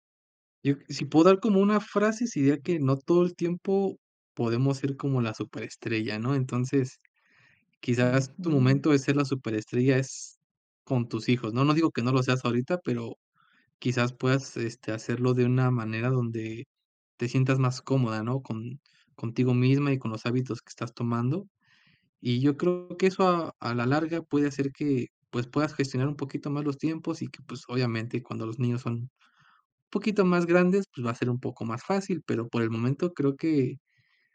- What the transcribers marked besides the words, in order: none
- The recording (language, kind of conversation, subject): Spanish, advice, ¿Cómo has descuidado tu salud al priorizar el trabajo o cuidar a otros?